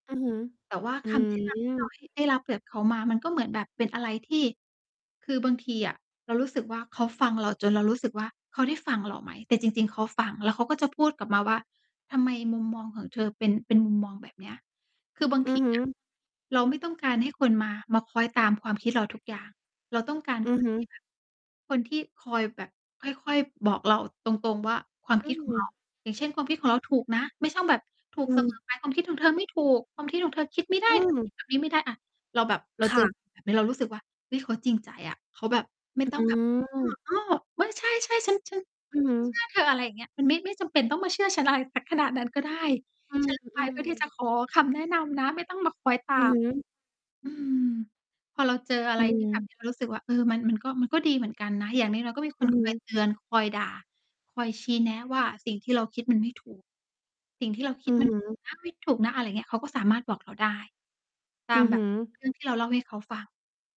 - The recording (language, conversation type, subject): Thai, podcast, การคุยกับคนอื่นช่วยให้คุณหลุดจากภาวะคิดไม่ออกได้อย่างไร?
- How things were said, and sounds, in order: distorted speech; other background noise; laughing while speaking: "อะไรสักขนาด"